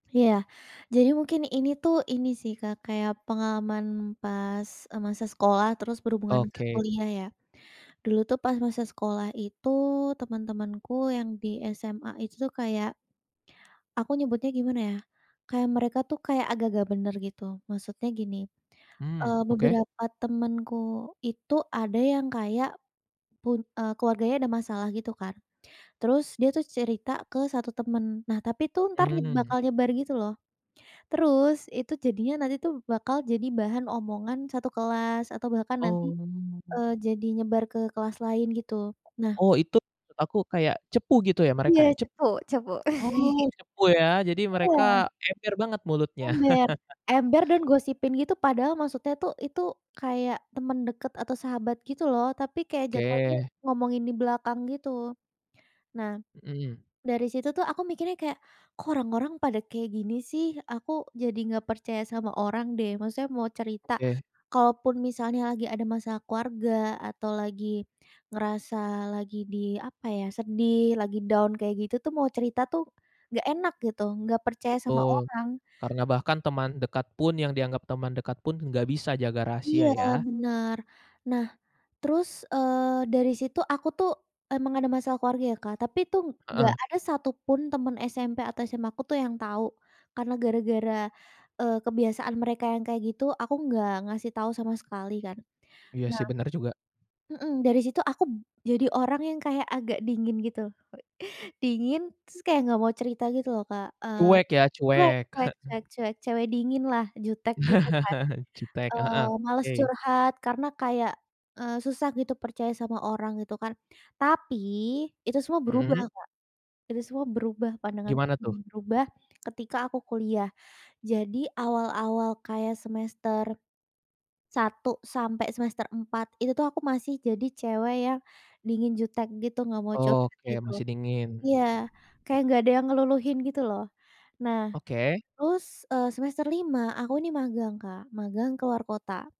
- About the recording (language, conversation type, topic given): Indonesian, podcast, Pengalaman apa yang benar-benar mengubah cara pandangmu?
- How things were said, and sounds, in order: tongue click; other background noise; laugh; laugh; tapping; in English: "down"; laugh